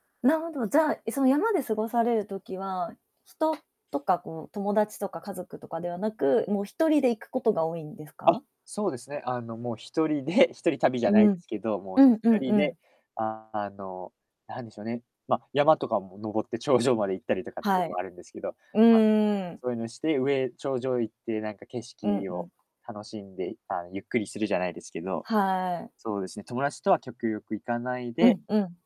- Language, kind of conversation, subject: Japanese, podcast, 休日の過ごし方でいちばん好きなのは何ですか？
- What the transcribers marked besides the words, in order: tapping; other background noise; distorted speech